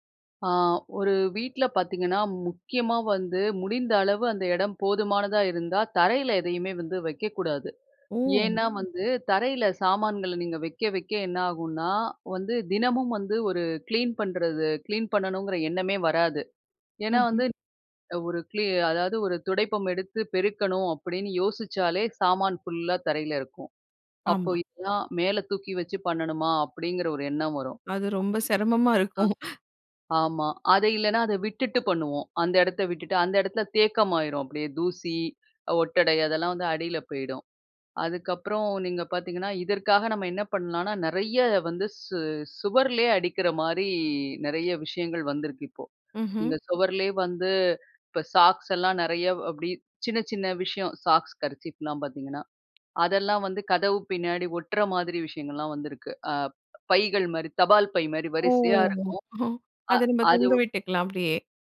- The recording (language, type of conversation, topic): Tamil, podcast, புதிதாக வீட்டில் குடியேறுபவருக்கு வீட்டை ஒழுங்காக வைத்துக்கொள்ள ஒரே ஒரு சொல்லில் நீங்கள் என்ன அறிவுரை சொல்வீர்கள்?
- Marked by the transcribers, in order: surprised: "ஓ!"; unintelligible speech; chuckle